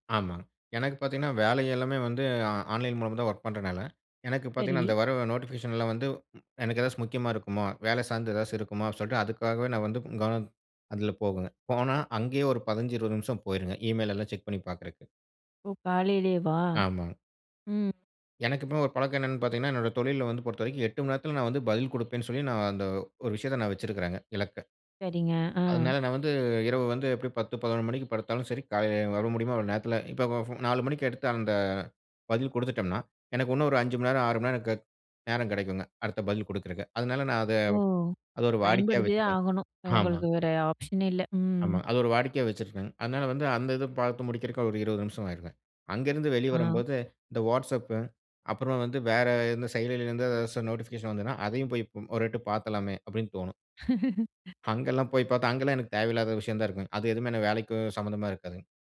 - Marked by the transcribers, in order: in English: "ஆன்லைன்"; in English: "நோட்டிஃபிகேஷன்லா"; other background noise; in English: "ஈமெயில்"; chuckle; in English: "ஆப்ஷனே"; in English: "நோட்டிபிகேஷன்"; "பாத்துரலாமே" said as "பாத்துலாமே"; chuckle; laugh
- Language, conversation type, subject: Tamil, podcast, கைபேசி அறிவிப்புகள் நமது கவனத்தைச் சிதறவைக்கிறதா?